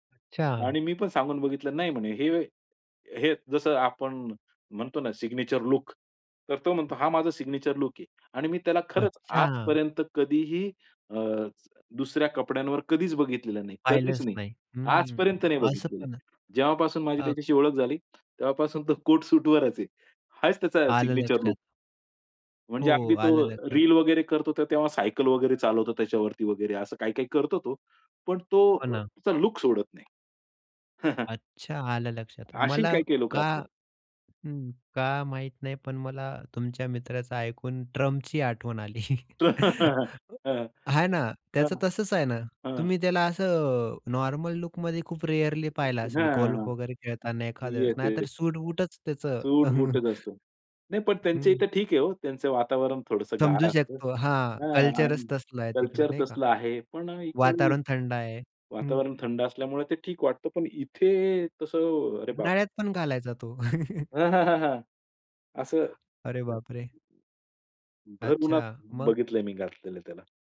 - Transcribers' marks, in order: other background noise; tapping; in English: "सिग्नेचर लुक"; in English: "सिग्नेचर लुक"; in English: "सिग्नेचर लुक"; chuckle; laughing while speaking: "आली"; chuckle; laughing while speaking: "हां. हां. हां"; in English: "रेअर्ली"; other noise; chuckle; chuckle
- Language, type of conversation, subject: Marathi, podcast, तुमची स्वतःची ठरलेली वेषभूषा कोणती आहे आणि ती तुम्ही का स्वीकारली आहे?